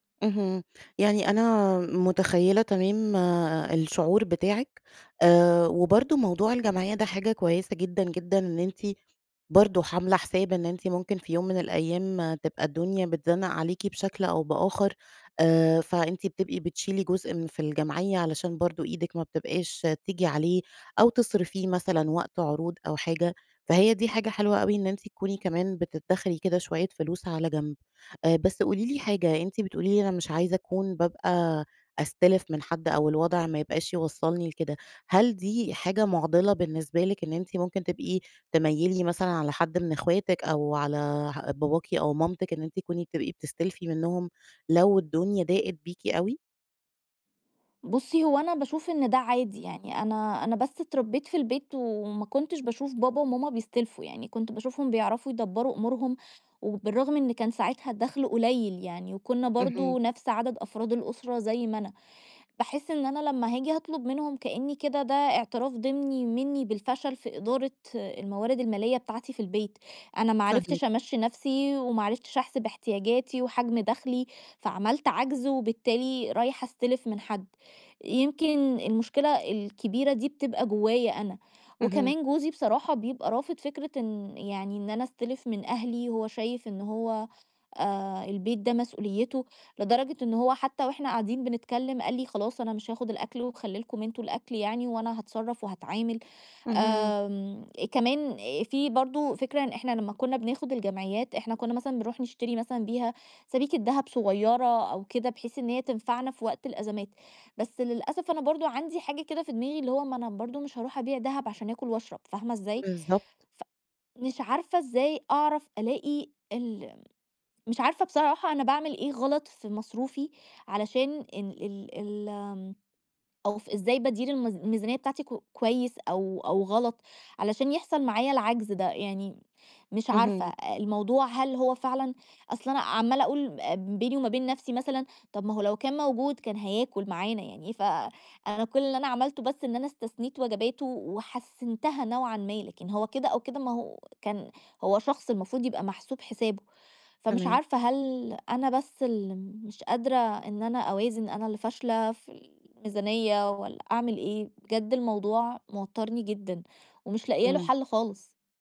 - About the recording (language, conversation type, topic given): Arabic, advice, إزاي أتعامل مع تقلبات مالية مفاجئة أو ضيقة في ميزانية البيت؟
- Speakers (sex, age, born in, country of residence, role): female, 30-34, Egypt, Egypt, user; female, 35-39, Egypt, Egypt, advisor
- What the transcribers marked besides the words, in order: tapping